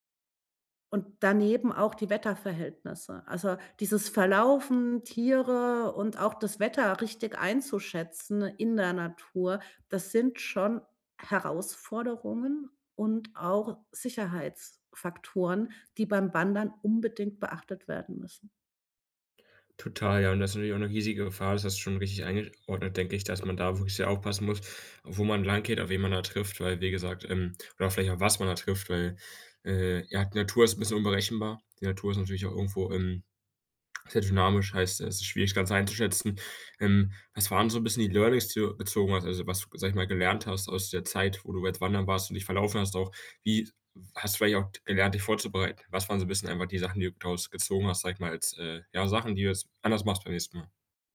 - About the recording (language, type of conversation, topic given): German, podcast, Welche Tipps hast du für sicheres Alleinwandern?
- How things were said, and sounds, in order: in English: "Learnings"